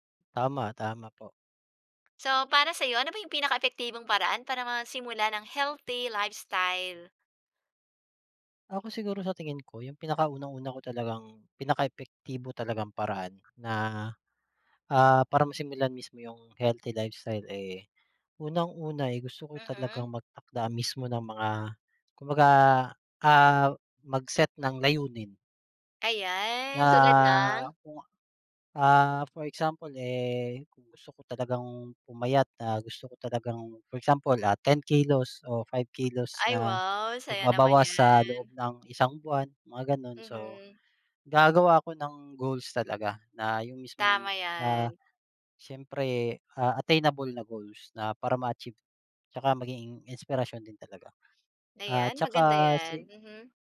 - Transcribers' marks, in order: other background noise
- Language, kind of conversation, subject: Filipino, unstructured, Ano ang pinakaepektibong paraan para simulan ang mas malusog na pamumuhay?
- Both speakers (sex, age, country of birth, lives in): female, 40-44, Philippines, Philippines; male, 30-34, Philippines, Philippines